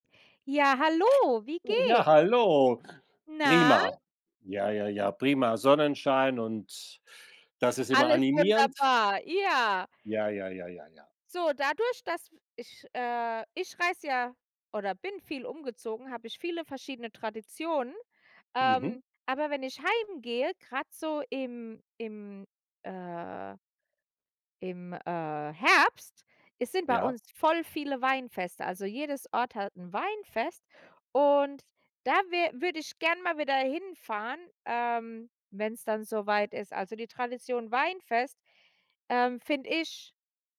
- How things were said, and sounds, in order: none
- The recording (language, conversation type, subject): German, unstructured, Welche Tradition aus deiner Kultur findest du besonders schön?